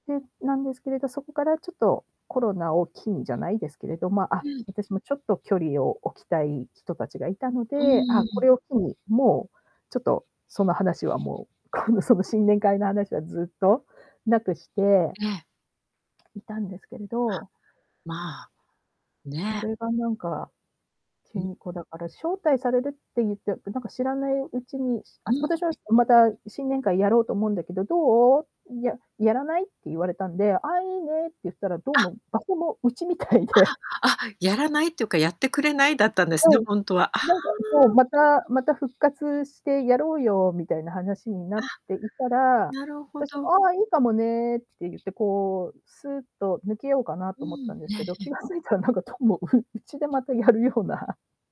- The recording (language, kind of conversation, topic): Japanese, advice, 飲み会や集まりの誘いを、角が立たないように上手に断るにはどうすればいいですか？
- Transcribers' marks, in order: laughing while speaking: "この"; distorted speech; laughing while speaking: "うちみたいで"; laughing while speaking: "気が付いたらなんか、どうも、う うちでまたやるような"